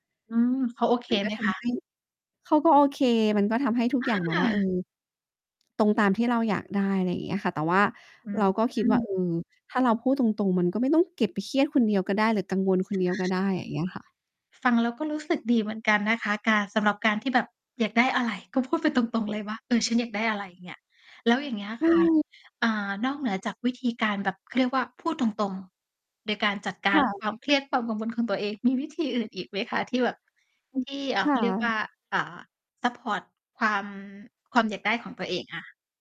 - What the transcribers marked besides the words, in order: distorted speech; unintelligible speech
- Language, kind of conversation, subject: Thai, podcast, มีวิธีจัดการความเครียดที่ใช้ได้จริงบ้างไหม?